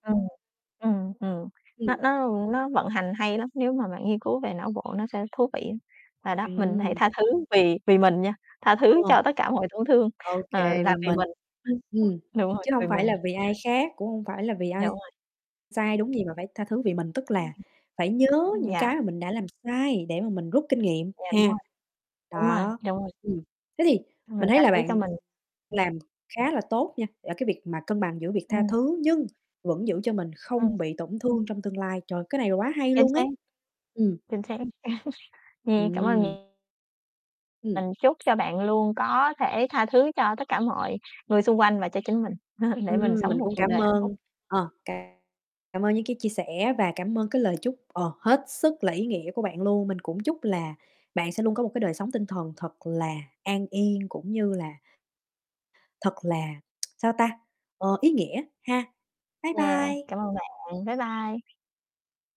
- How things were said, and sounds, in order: distorted speech; bird; other background noise; unintelligible speech; tapping; unintelligible speech; static; chuckle; chuckle; tsk
- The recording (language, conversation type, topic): Vietnamese, unstructured, Có nên tha thứ cho người đã làm tổn thương mình không?
- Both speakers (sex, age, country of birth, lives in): female, 30-34, Vietnam, United States; female, 30-34, Vietnam, Vietnam